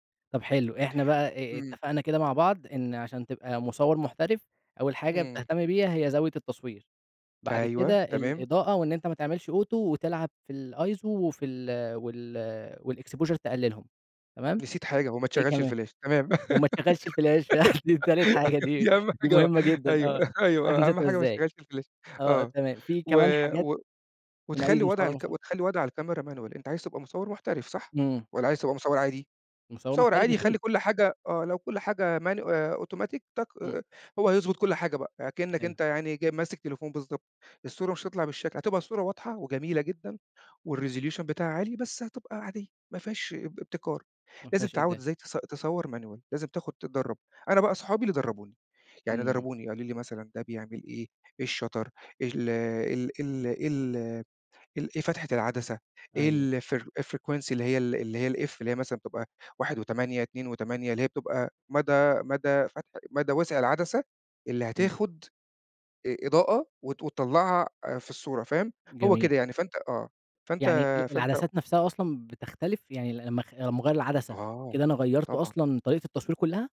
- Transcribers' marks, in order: in English: "Auto"; in English: "الiso"; in English: "والexposure"; in English: "الفلاش"; laugh; in English: "الفلاش"; chuckle; in English: "الفلاش"; in English: "manual"; in English: "أوتوماتيك"; in English: "والresolution"; in English: "manual"; in English: "الshutter"; in English: "الfrequency"; in English: "الF"
- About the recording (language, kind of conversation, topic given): Arabic, podcast, إيه هي هوايتك المفضلة وليه؟
- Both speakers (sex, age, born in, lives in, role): male, 20-24, Egypt, Egypt, host; male, 40-44, Egypt, Portugal, guest